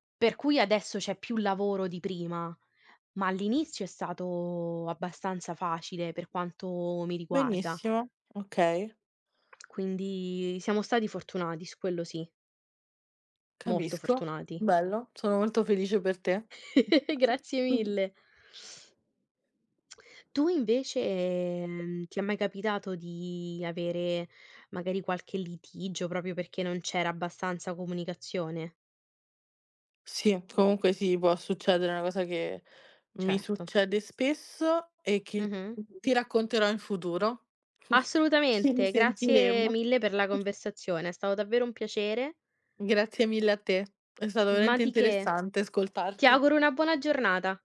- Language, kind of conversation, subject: Italian, unstructured, Come ti senti quando parli delle tue emozioni con gli altri?
- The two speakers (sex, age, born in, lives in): female, 20-24, Italy, Italy; female, 20-24, Italy, Italy
- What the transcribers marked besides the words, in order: chuckle; other background noise; tapping; chuckle